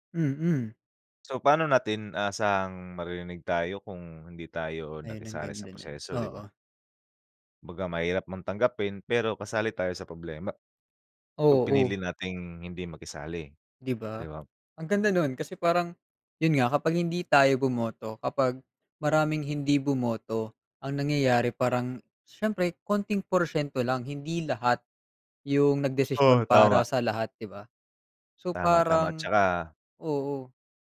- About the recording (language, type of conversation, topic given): Filipino, unstructured, Paano mo ipaliliwanag ang kahalagahan ng pagboto sa halalan?
- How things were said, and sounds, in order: none